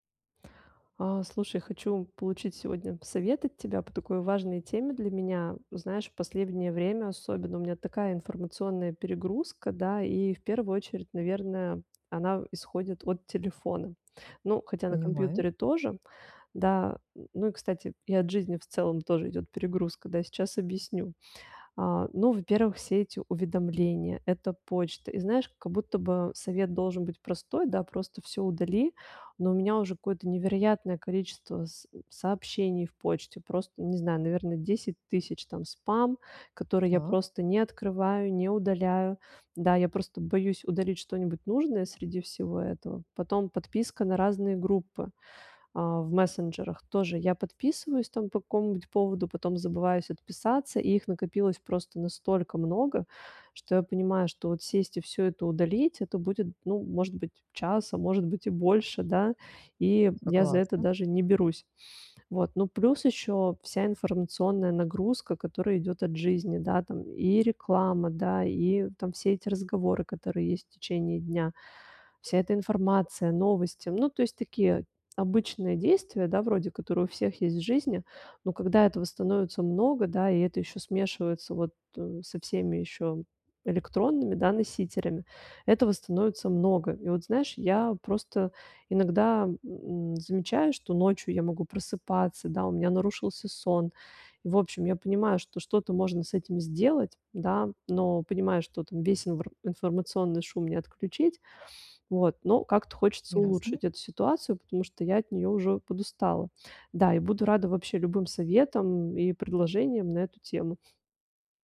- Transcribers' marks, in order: "последнее" said as "послевнее"; tapping
- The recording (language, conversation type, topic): Russian, advice, Как мне сохранять спокойствие при информационной перегрузке?